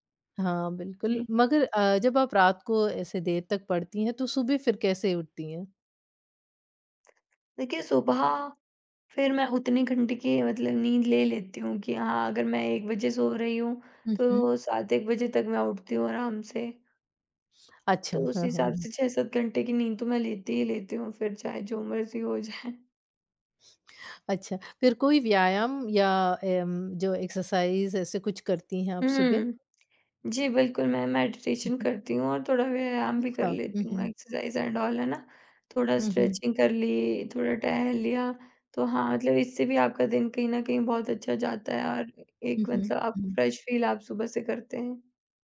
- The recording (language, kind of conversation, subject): Hindi, podcast, सुबह जल्दी उठने की कोई ट्रिक बताओ?
- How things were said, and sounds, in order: tapping; laughing while speaking: "जाए"; in English: "एक्सरसाइज़"; in English: "मेडिटेशन"; in English: "एक्सरसाइज एंड ऑल"; in English: "स्ट्रेचिंग"; in English: "फ्रेश फील"